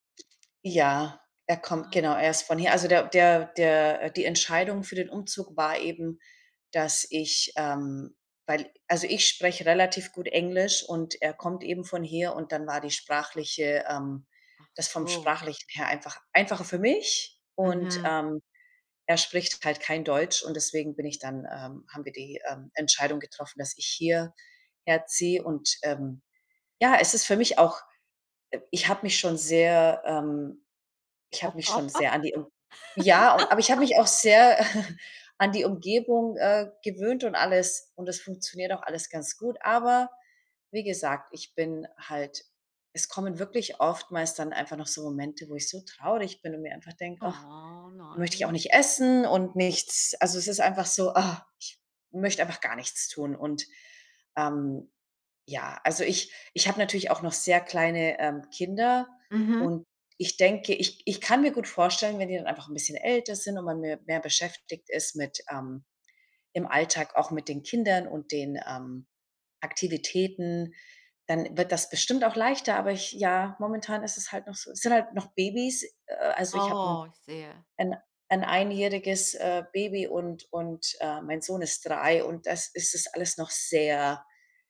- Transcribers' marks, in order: other background noise; chuckle; laugh; put-on voice: "ach"; drawn out: "Oh"; sad: "ah"
- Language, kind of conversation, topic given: German, advice, Wie gehst du nach dem Umzug mit Heimweh und Traurigkeit um?